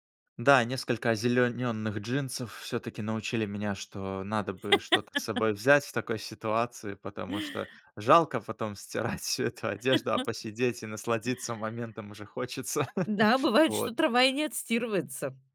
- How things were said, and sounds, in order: tapping; laugh; chuckle; laugh
- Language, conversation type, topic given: Russian, podcast, Какое у вас любимое тихое место на природе и почему оно вам так дорого?